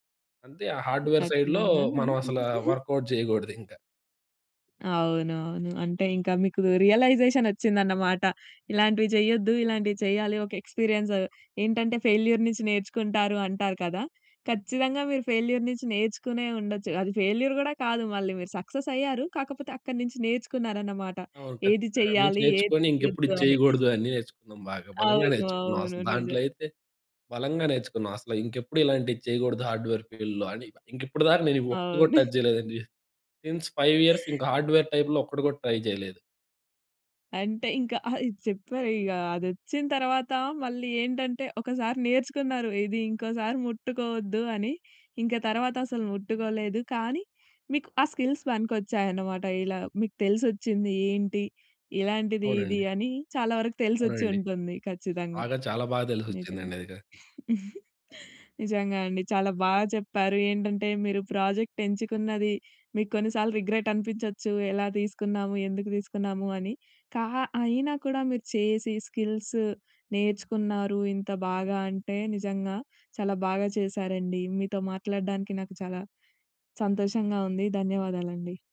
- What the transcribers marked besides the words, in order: in English: "హార్డ్‌వేర్ సైడ్‌లో"; in English: "వర్కౌట్"; giggle; tapping; in English: "రియలైజేషన్"; in English: "ఎక్స్‌పీరియన్స్"; in English: "ఫెయిల్యూర్"; in English: "ఫెయిల్యూర్"; in English: "ఫెయిల్యూర్"; in English: "సక్సెస్"; other background noise; in English: "హార్డ్‌వేర్ ఫీల్డ్‌లో"; in English: "టచ్"; in English: "సిన్స్ ఫైవ్ ఇయర్స్"; in English: "హార్డ్‌వేర్ టైప్‌లో"; in English: "ట్రై"; in English: "స్కిల్స్"; giggle; in English: "ప్రాజెక్ట్"; in English: "రిగ్రెట్"; in English: "స్కిల్స్"
- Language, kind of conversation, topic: Telugu, podcast, చిన్న ప్రాజెక్టులతో నైపుణ్యాలను మెరుగుపరుచుకునేందుకు మీరు ఎలా ప్రణాళిక వేసుకుంటారు?